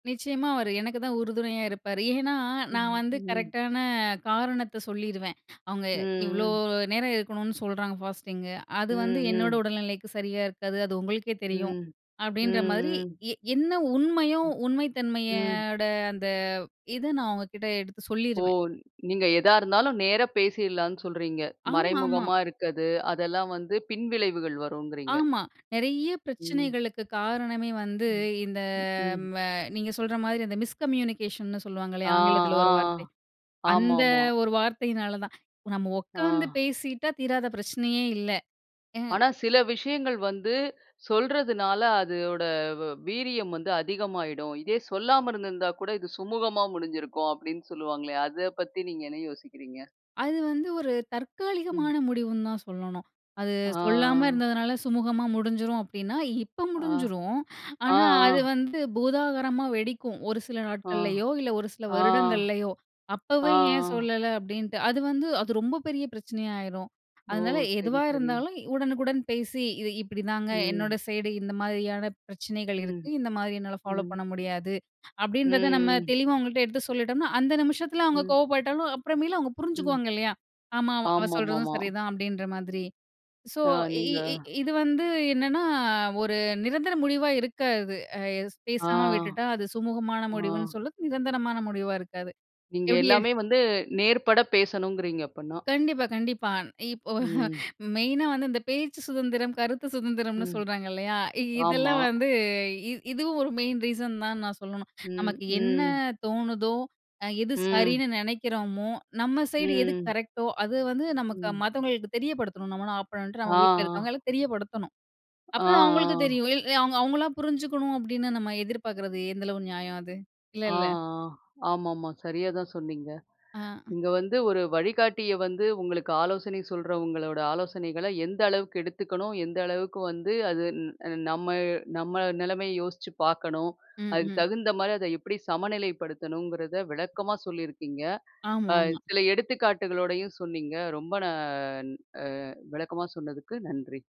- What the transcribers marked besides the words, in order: trusting: "நிச்சயமா அவரு எனக்குதான் உறுதுணையா இருப்பாரு"; in English: "ஃபாஸ்டிங்கு"; drawn out: "உண்மைத்தன்மையோட"; drawn out: "இந்த"; in English: "மிஸ்கம்யூனிகேஷன்னு"; in English: "ஸோ"; laughing while speaking: "இப்போ"; in English: "மெயின் ரீசன்"; drawn out: "நான்"
- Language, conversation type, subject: Tamil, podcast, ஒரு வழிகாட்டியின் கருத்து உங்கள் முடிவுகளைப் பாதிக்கும்போது, அதை உங்கள் சொந்த விருப்பத்துடனும் பொறுப்புடனும் எப்படி சமநிலைப்படுத்திக் கொள்கிறீர்கள்?